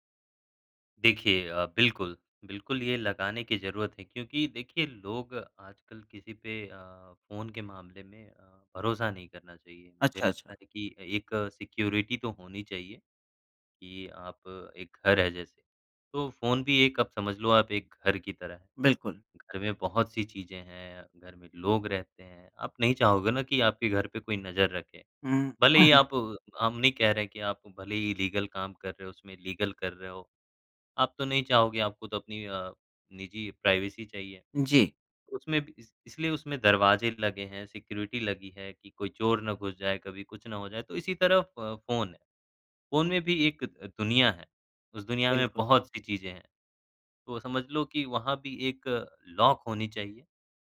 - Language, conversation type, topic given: Hindi, podcast, किसके फोन में झांकना कब गलत माना जाता है?
- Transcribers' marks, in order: in English: "सिक्योरिटी"; cough; in English: "लीगल"; in English: "लीगल"; in English: "प्राइवेसी"; in English: "सिक्योरिटी"; in English: "लॉक"